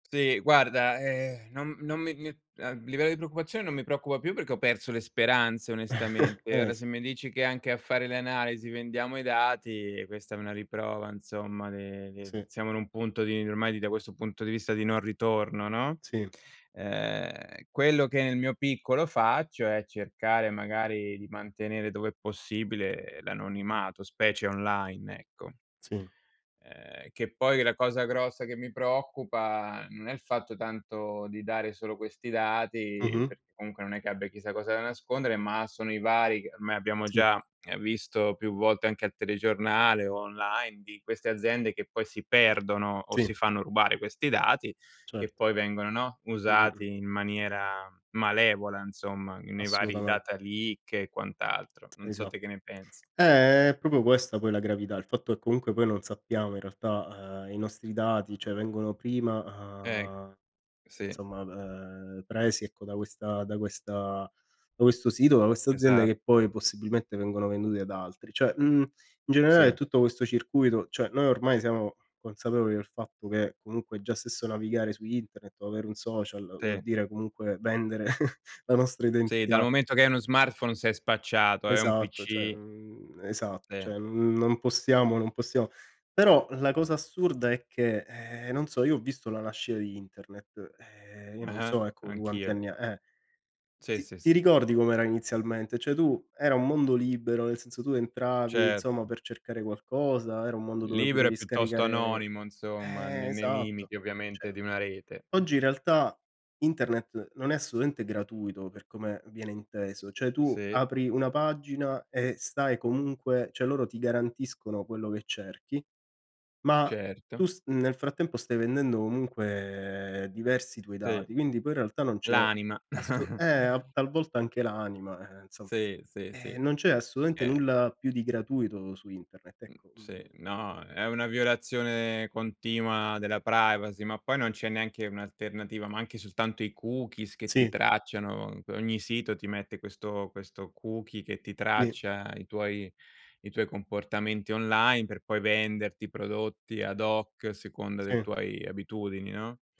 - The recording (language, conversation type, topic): Italian, unstructured, Ti preoccupa la quantità di dati personali che viene raccolta online?
- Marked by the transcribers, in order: chuckle; tapping; "chissà" said as "chisà"; in English: "data leak"; other background noise; "proprio" said as "propo"; "cioè" said as "ceh"; "cioè" said as "ceh"; "cioè" said as "ceh"; chuckle; "cioè" said as "ceh"; "cioè" said as "ceh"; "Cioè" said as "ceh"; "Cioè" said as "ceh"; "assolutamente" said as "assutamente"; "cioè" said as "ceh"; chuckle; "assolutamente" said as "assutamente"